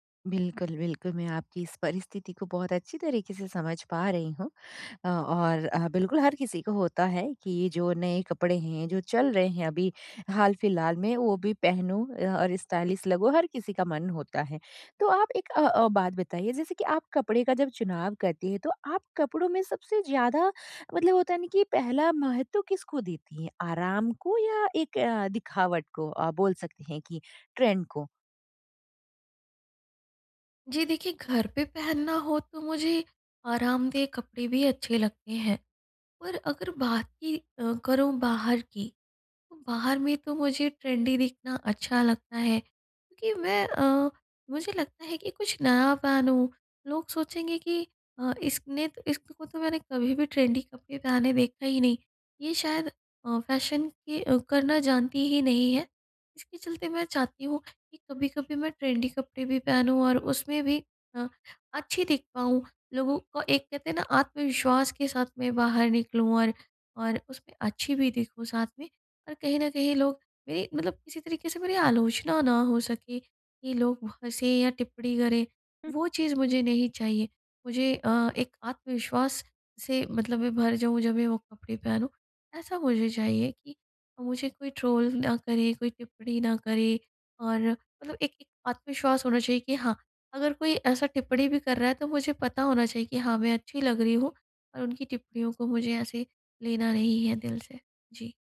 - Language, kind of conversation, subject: Hindi, advice, अपना स्टाइल खोजने के लिए मुझे आत्मविश्वास और सही मार्गदर्शन कैसे मिल सकता है?
- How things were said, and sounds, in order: tapping; in English: "स्टाइलिश"; in English: "ट्रेंड"; in English: "ट्रेंडी"; other background noise; in English: "ट्रेंडी"; in English: "फैशन"; in English: "ट्रेंडी"; in English: "ट्रोल"